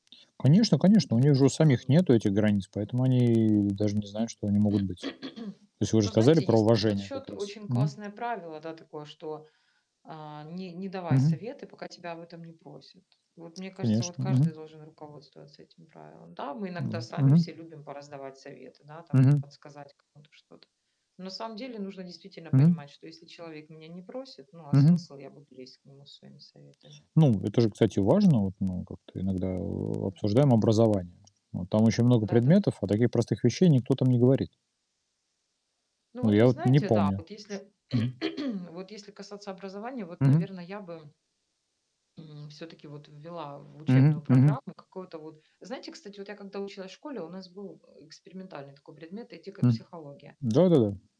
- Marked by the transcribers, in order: mechanical hum; static; unintelligible speech; distorted speech; throat clearing; tapping; other background noise; throat clearing
- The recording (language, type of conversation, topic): Russian, unstructured, Какие качества в людях ты ценишь больше всего?